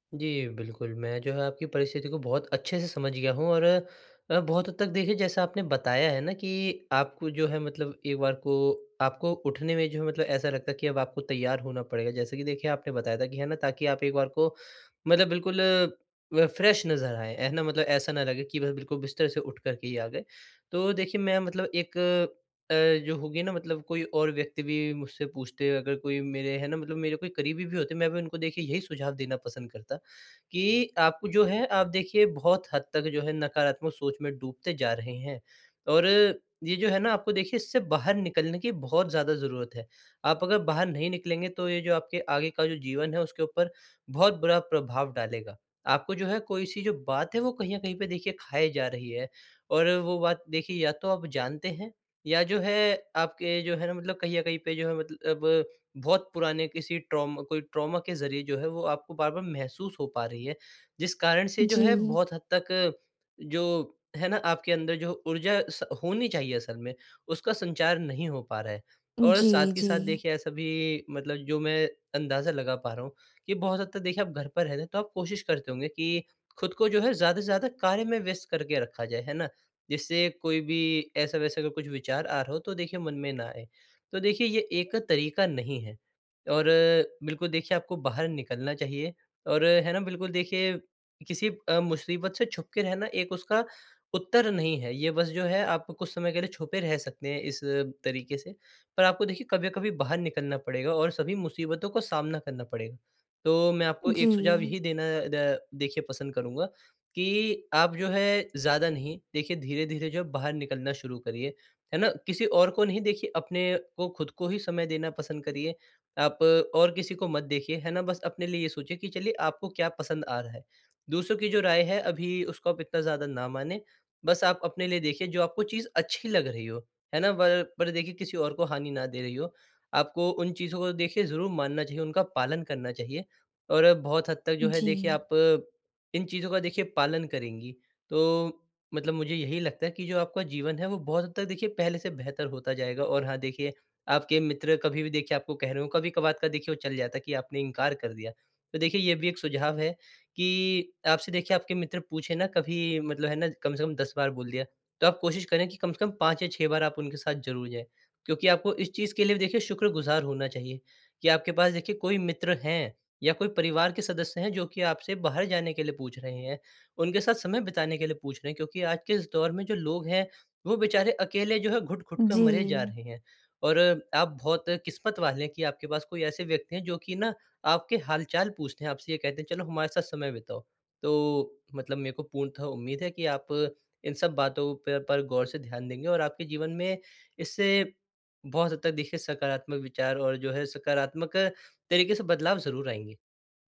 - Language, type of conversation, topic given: Hindi, advice, मैं सामाजिक दबाव और अकेले समय के बीच संतुलन कैसे बनाऊँ, जब दोस्त बुलाते हैं?
- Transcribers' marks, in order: in English: "फ्रेश"; in English: "ट्रॉमा"; in English: "ट्रॉमा"